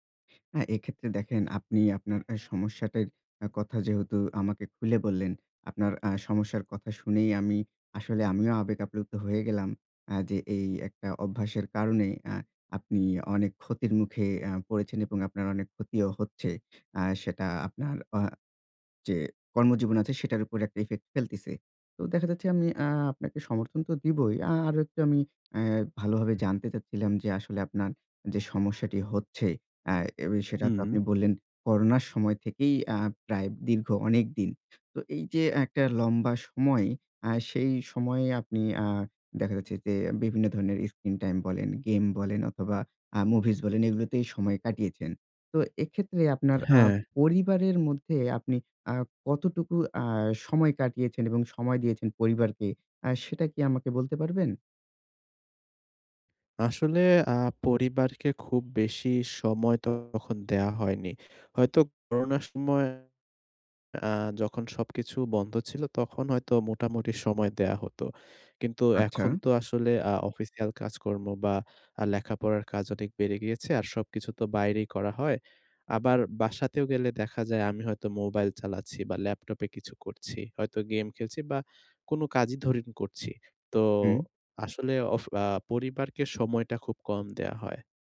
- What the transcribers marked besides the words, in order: other background noise; "ফেলতেছে" said as "ফেলতিছে"; horn; background speech; "ধরেন" said as "ধরিন"
- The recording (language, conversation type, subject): Bengali, advice, আমি কীভাবে ট্রিগার শনাক্ত করে সেগুলো বদলে ক্ষতিকর অভ্যাস বন্ধ রাখতে পারি?